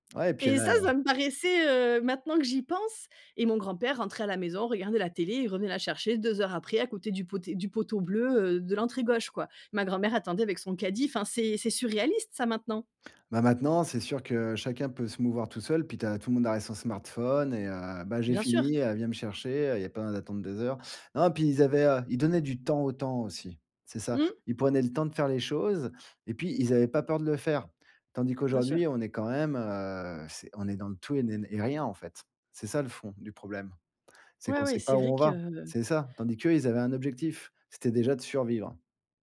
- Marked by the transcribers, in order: none
- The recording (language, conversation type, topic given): French, podcast, Qu’est-ce que tes grands-parents t’ont appris ?